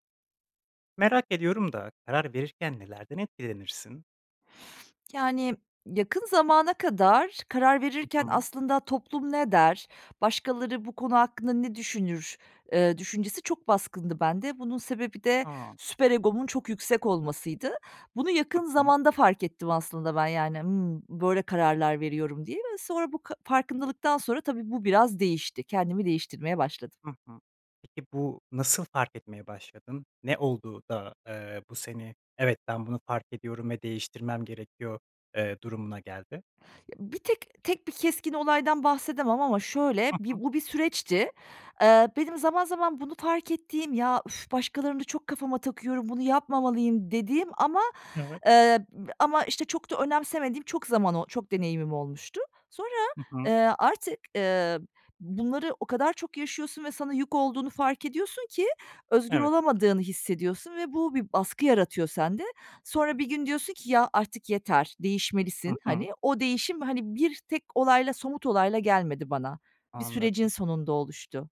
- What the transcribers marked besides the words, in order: other noise
- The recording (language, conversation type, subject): Turkish, podcast, Ailenizin beklentileri seçimlerinizi nasıl etkiledi?